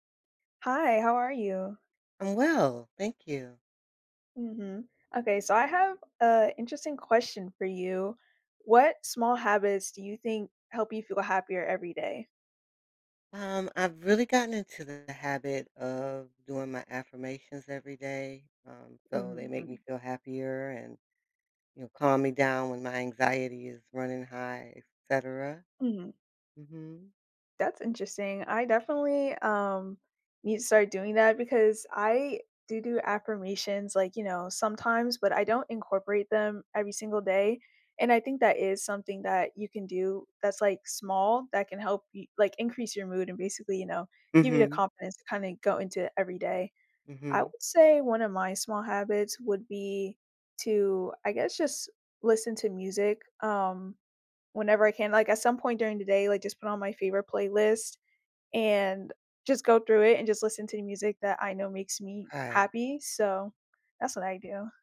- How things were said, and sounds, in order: none
- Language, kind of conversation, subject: English, unstructured, What small habit makes you happier each day?